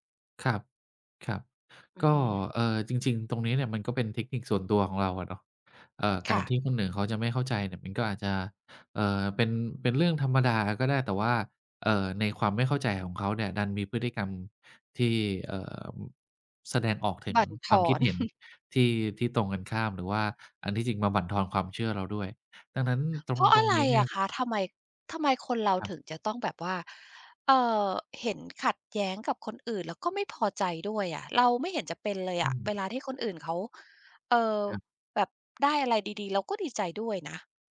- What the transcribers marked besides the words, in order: chuckle; tapping
- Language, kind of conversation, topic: Thai, advice, ทำไมคุณถึงกลัวการแสดงความคิดเห็นบนโซเชียลมีเดียที่อาจขัดแย้งกับคนรอบข้าง?